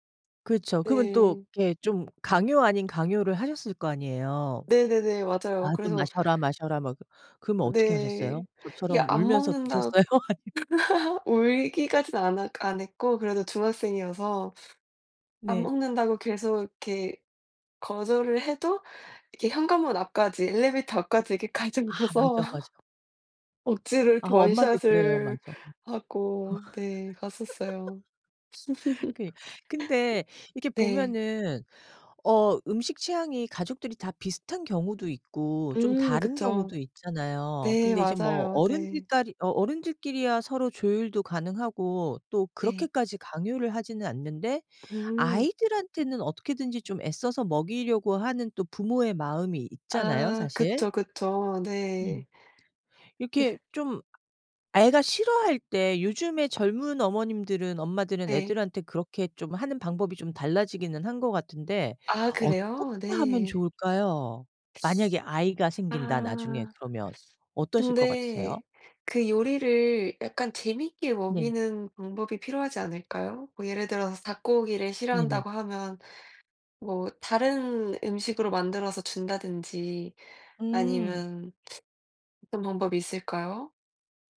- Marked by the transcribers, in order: laughing while speaking: "드셨어요? 아님"; laugh; laughing while speaking: "가지고 와서"; laugh; other background noise; laugh; laugh; tapping; laugh; teeth sucking; teeth sucking
- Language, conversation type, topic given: Korean, unstructured, 아이들에게 음식 취향을 강요해도 될까요?